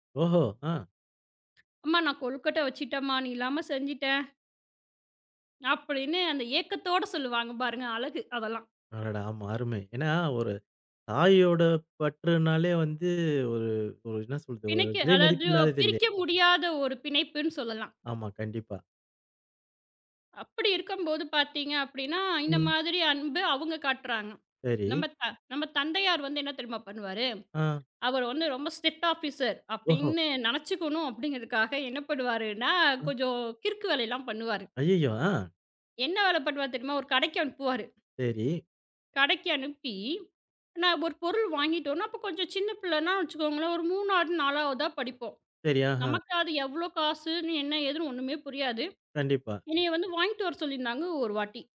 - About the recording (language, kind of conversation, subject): Tamil, podcast, குடும்பத்தினர் அன்பையும் கவனத்தையும் எவ்வாறு வெளிப்படுத்துகிறார்கள்?
- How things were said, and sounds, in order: in English: "ஸ்ட்ரிக்ட் ஆபிசர்"